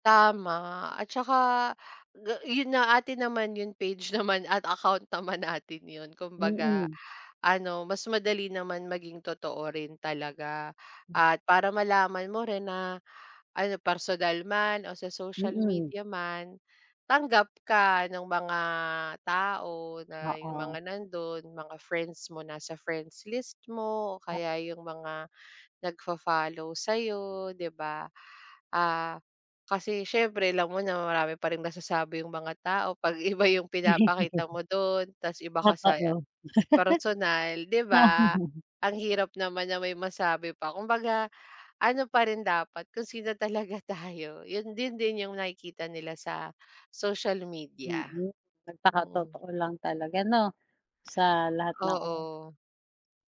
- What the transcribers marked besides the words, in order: laughing while speaking: "naman"; laughing while speaking: "naman"; other background noise; laughing while speaking: "yung"; chuckle; tapping; laugh; laughing while speaking: "talaga tayo"
- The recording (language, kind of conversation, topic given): Filipino, unstructured, Ano ang palagay mo sa paraan ng pagpapakita ng sarili sa sosyal na midya?